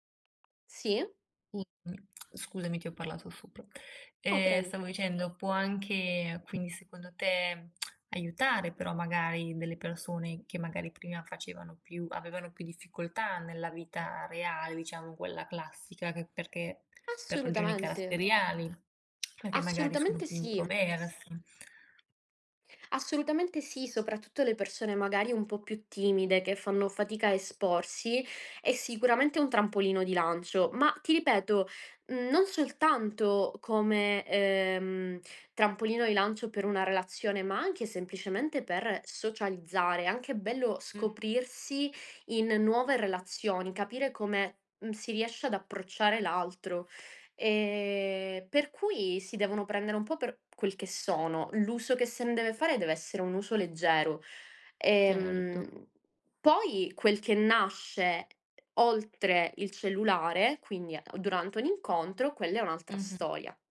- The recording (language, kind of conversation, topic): Italian, podcast, Qual è il ruolo dei social network nelle tue relazioni nella vita reale?
- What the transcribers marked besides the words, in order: tapping; other noise